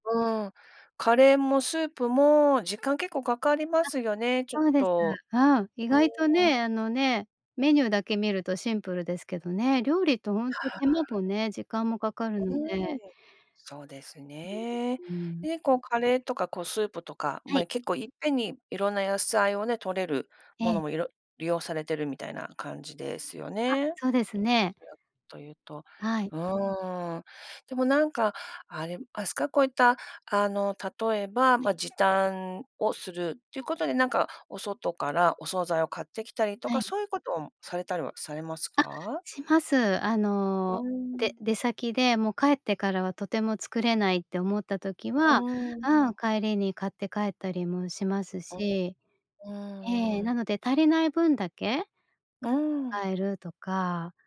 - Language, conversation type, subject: Japanese, podcast, 忙しい日には、時短メニューを作るためにどんな工夫をしていますか？
- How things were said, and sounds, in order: other background noise